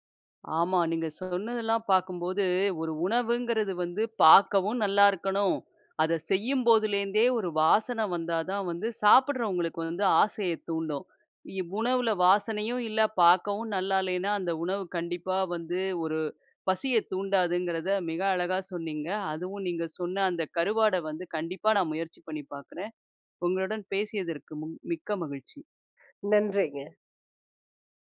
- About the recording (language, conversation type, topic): Tamil, podcast, உணவு சுடும் போது வரும் வாசனைக்கு தொடர்பான ஒரு நினைவை நீங்கள் பகிர முடியுமா?
- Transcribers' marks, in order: none